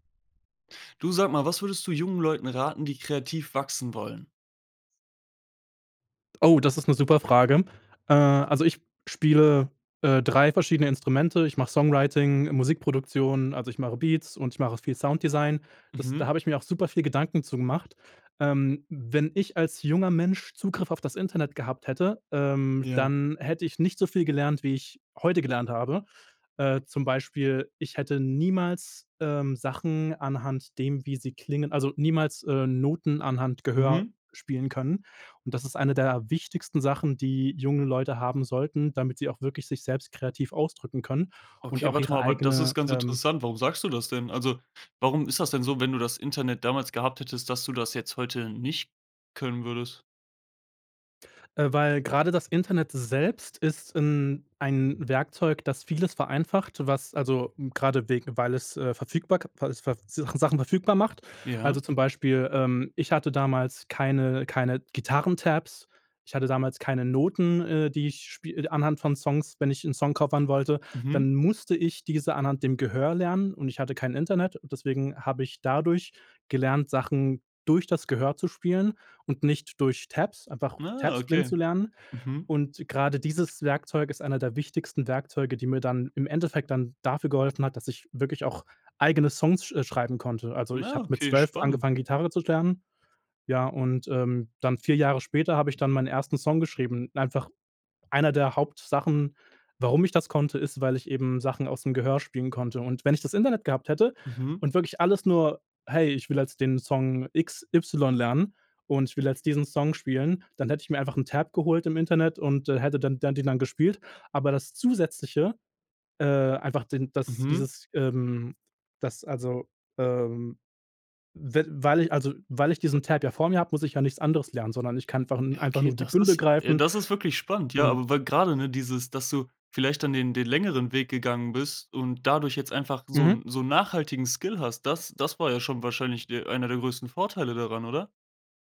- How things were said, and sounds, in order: stressed: "musste"; other background noise; unintelligible speech
- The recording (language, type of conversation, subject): German, podcast, Was würdest du jungen Leuten raten, die kreativ wachsen wollen?